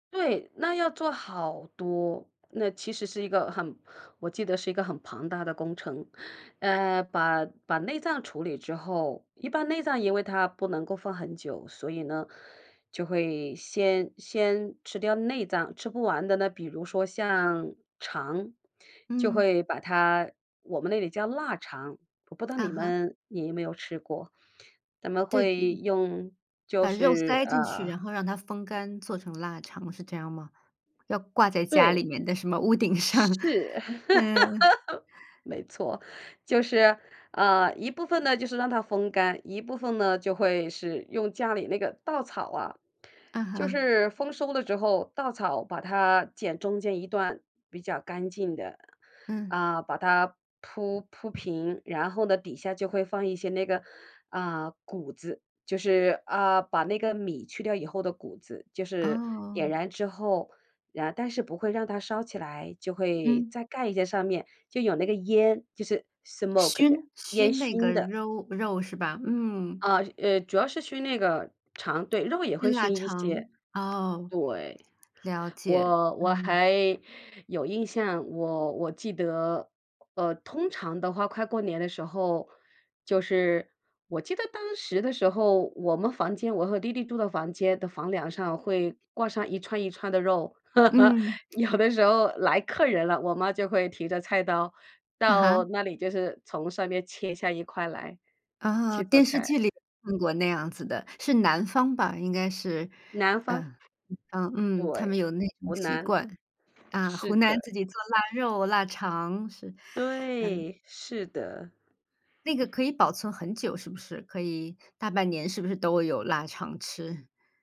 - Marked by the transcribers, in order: tapping; laugh; laughing while speaking: "上"; in English: "smoke"; other background noise; chuckle; laughing while speaking: "有的时候"
- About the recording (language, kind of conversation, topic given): Chinese, podcast, 有没有一道让你特别怀念的童年味道？
- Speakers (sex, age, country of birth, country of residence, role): female, 45-49, China, United States, host; female, 50-54, China, United States, guest